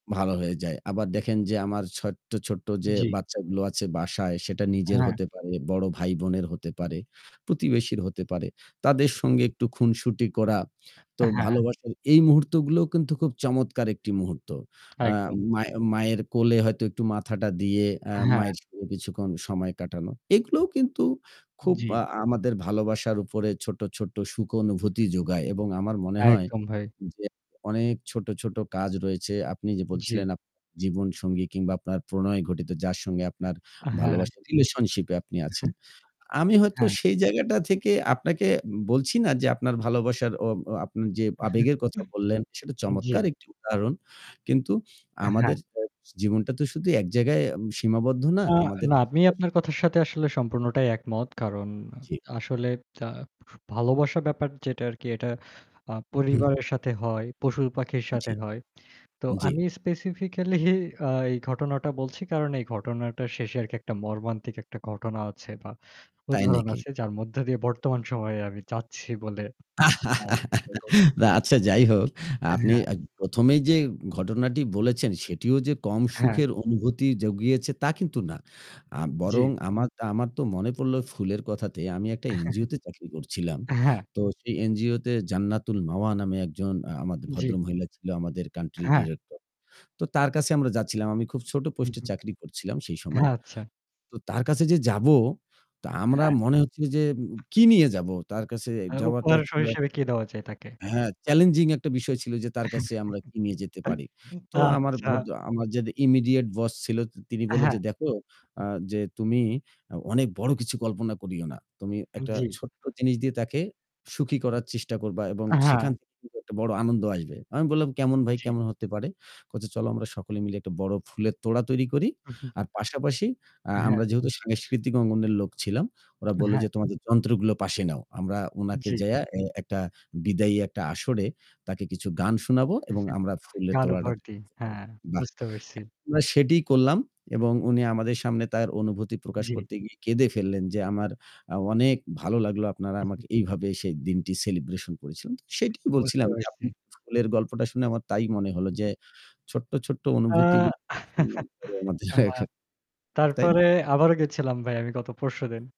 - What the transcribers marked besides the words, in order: static; other background noise; chuckle; other noise; in English: "স্পেসিফিকালি"; laugh; unintelligible speech; unintelligible speech; chuckle; in English: "কান্ট্রি ডিরেক্টর"; "হিসেবে" said as "সহিসেবে"; chuckle; laughing while speaking: "আচ্ছা"; in English: "ইমিডিয়েট"; distorted speech; chuckle; gasp; chuckle; in English: "সেলিব্রেশন"; laugh; unintelligible speech
- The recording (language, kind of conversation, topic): Bengali, unstructured, তোমার মতে ভালোবাসায় ছোট ছোট সুখ কীভাবে আসে?